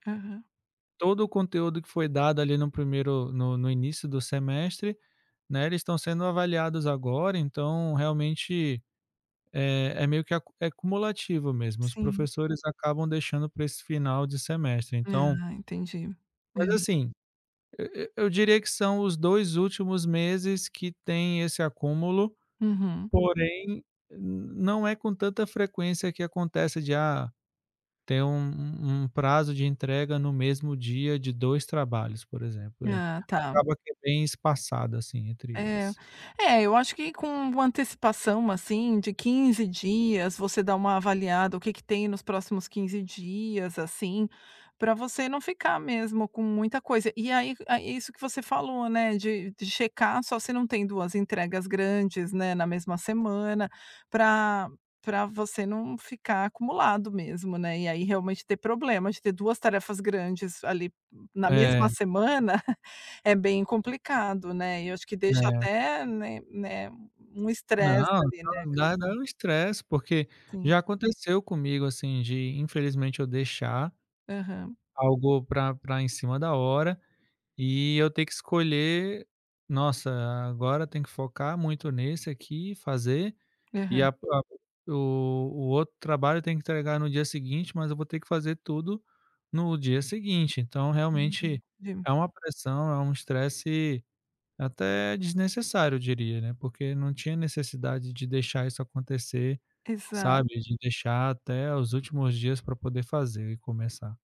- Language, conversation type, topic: Portuguese, advice, Como você costuma procrastinar para começar tarefas importantes?
- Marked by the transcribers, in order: chuckle; tapping